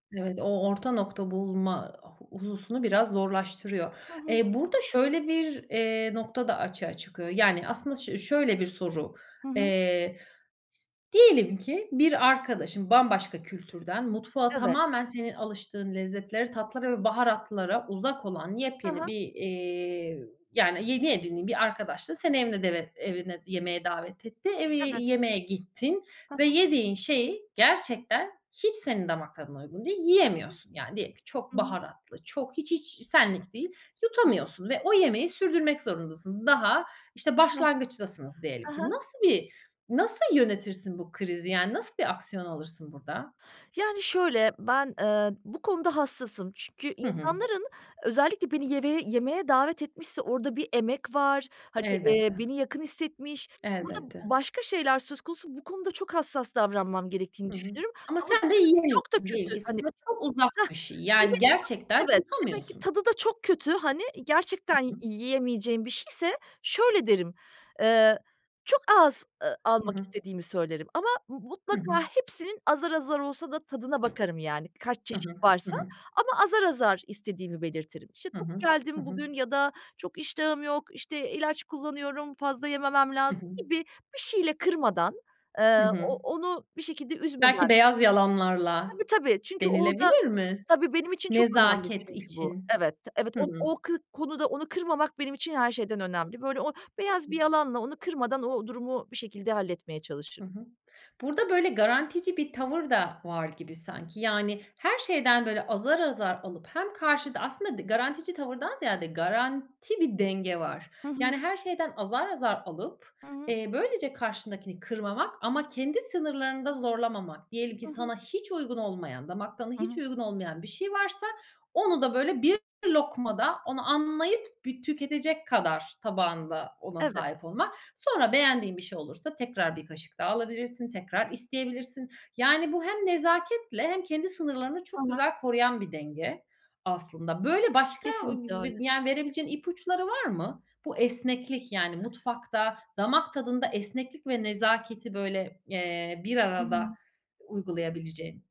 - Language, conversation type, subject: Turkish, podcast, Yerel yemekleri denemeye nasıl karar verirsin, hiç çekinir misin?
- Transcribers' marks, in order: other background noise; tapping; unintelligible speech